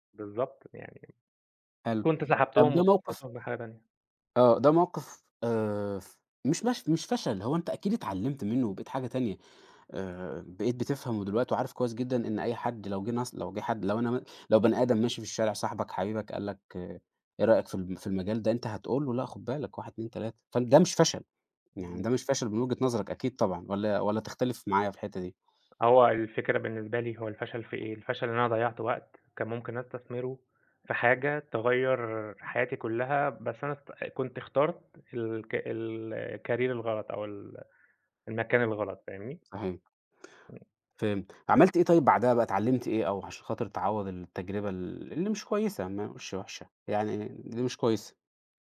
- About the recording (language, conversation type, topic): Arabic, podcast, إزاي بتتعامل مع الفشل لما بيحصل؟
- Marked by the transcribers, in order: other noise; in English: "الcareer"; tapping